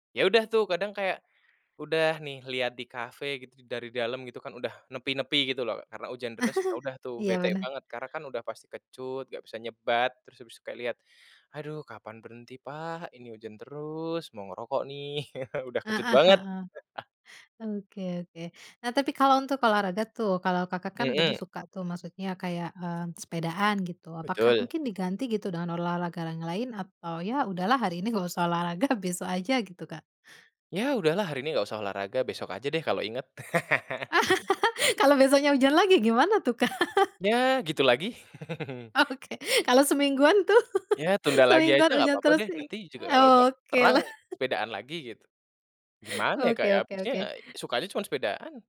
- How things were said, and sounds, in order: laugh; laugh; laughing while speaking: "olahraga"; laugh; laughing while speaking: "Kak?"; chuckle; laugh; laughing while speaking: "Oke kalau semingguan tuh"; laugh; laughing while speaking: "lah"; chuckle
- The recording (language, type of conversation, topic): Indonesian, podcast, Bagaimana musim hujan memengaruhi kegiatanmu sehari-hari?